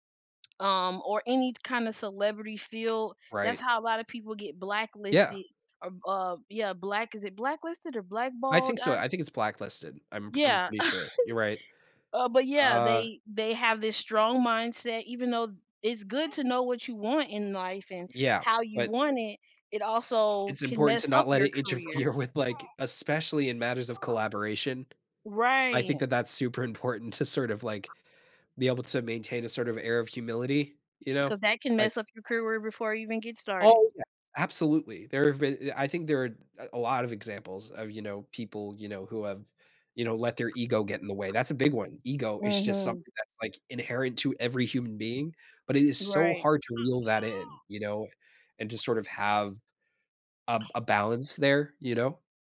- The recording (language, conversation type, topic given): English, unstructured, How do mentorship and self-directed learning each shape your career growth?
- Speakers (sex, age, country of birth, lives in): female, 20-24, United States, United States; male, 20-24, United States, United States
- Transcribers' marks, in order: tapping; chuckle; laughing while speaking: "interfere with, like"; baby crying; other background noise